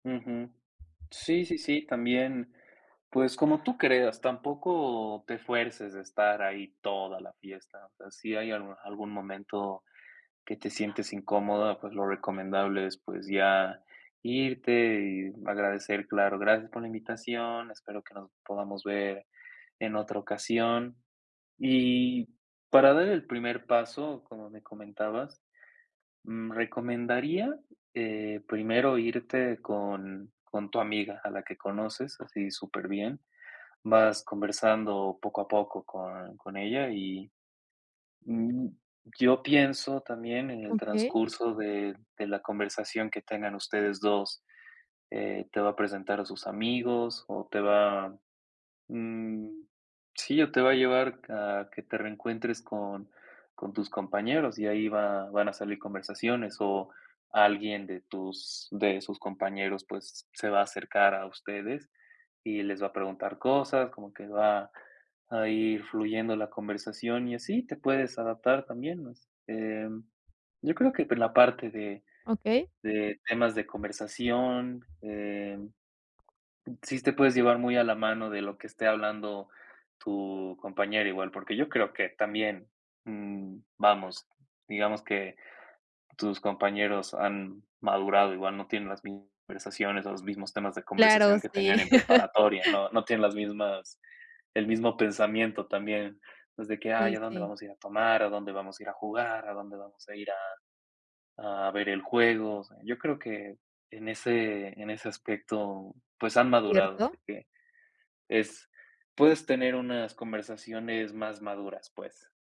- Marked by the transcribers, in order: other background noise; "por" said as "per"; laugh
- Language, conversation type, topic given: Spanish, advice, ¿Cómo puedo manejar la presión social en reuniones con amigos?